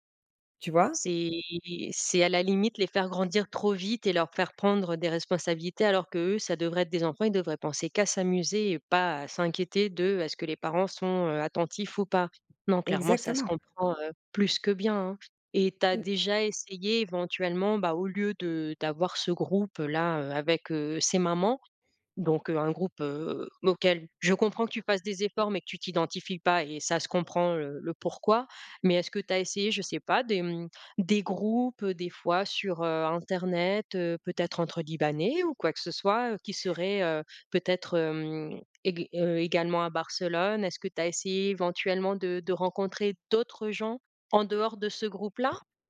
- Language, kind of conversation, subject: French, advice, Pourquoi est-ce que je me sens mal à l’aise avec la dynamique de groupe quand je sors avec mes amis ?
- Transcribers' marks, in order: drawn out: "C'est"; stressed: "d'autres"; tapping